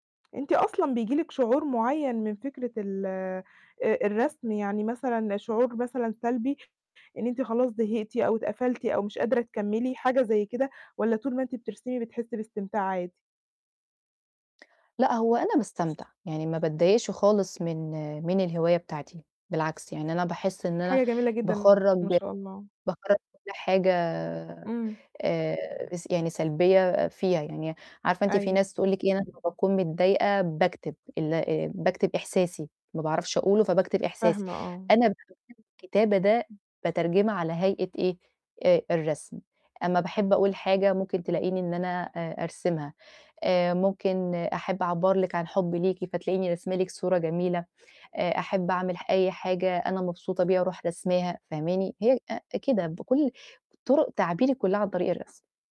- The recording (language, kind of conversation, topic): Arabic, advice, إزاي أقدر أوازن بين التزاماتي اليومية زي الشغل أو الدراسة وهواياتي الشخصية؟
- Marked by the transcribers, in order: tapping; distorted speech; unintelligible speech